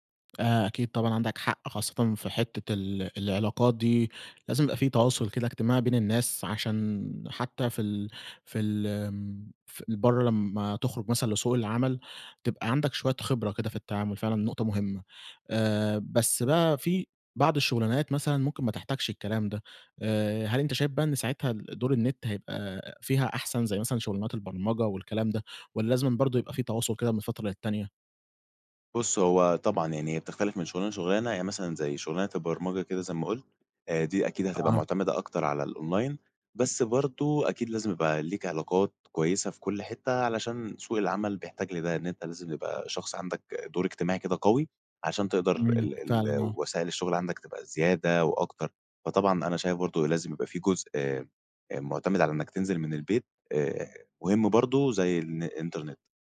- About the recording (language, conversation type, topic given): Arabic, podcast, إيه رأيك في دور الإنترنت في التعليم دلوقتي؟
- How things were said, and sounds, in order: tapping; in English: "الأونلاين"